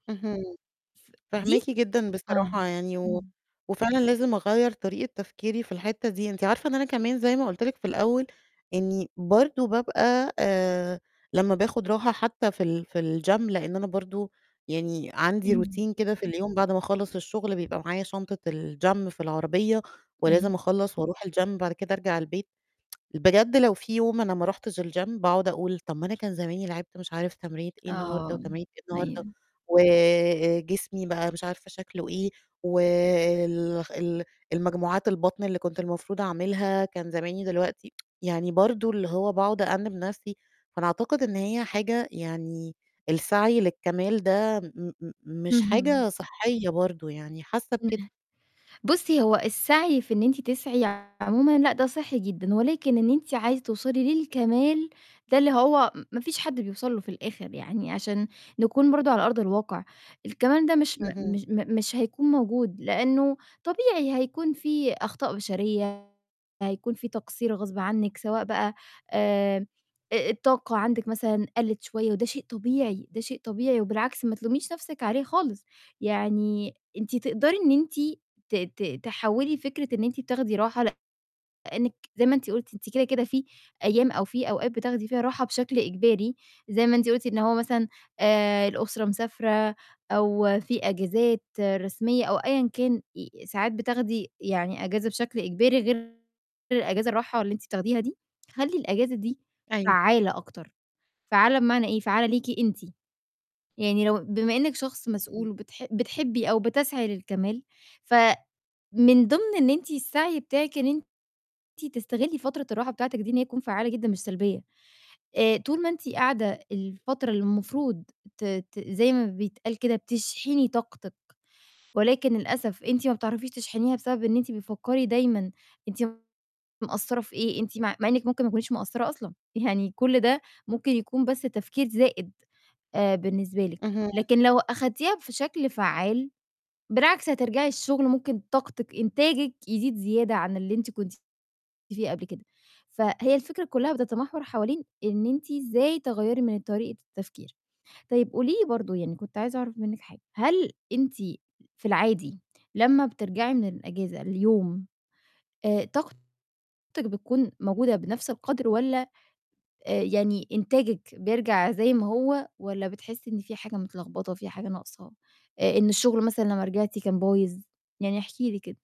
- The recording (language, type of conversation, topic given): Arabic, advice, بتوصف إزاي إحساسك بالذنب لما تاخد بريك من الشغل أو من روتين التمرين؟
- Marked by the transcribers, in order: in English: "الgym"; in English: "routine"; in English: "الgym"; in English: "الgym"; tsk; in English: "الgym"; tsk; other noise; distorted speech; static